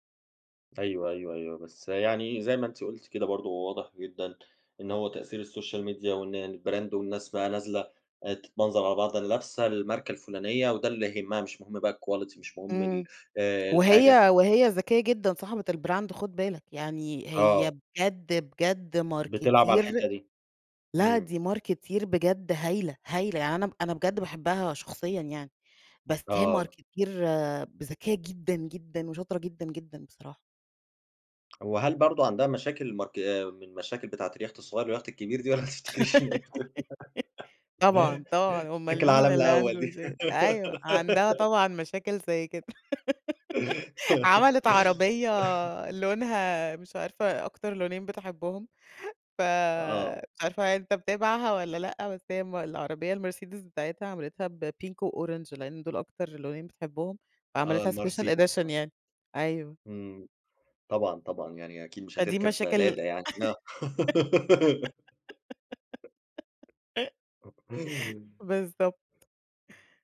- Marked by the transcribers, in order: in English: "الSOCIAL MEDIA"; in English: "الbrand"; in English: "الquality"; in English: "Marketeer"; in English: "Marketeer"; in English: "Marketeer"; laugh; laughing while speaking: "طبعًا، طبعًا أُمّال مين اللي … متابعها والّا لأ؟"; laughing while speaking: "والّا ما تفتكريش اللي هي بتقول؟"; laugh; in English: "بpink وorange"; in English: "special edition"; laughing while speaking: "فا دي مشاكل بالضبط"; laugh; giggle
- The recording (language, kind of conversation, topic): Arabic, podcast, لو لازم تختار، تفضّل تعيش حياة بسيطة ولا حياة مترفة؟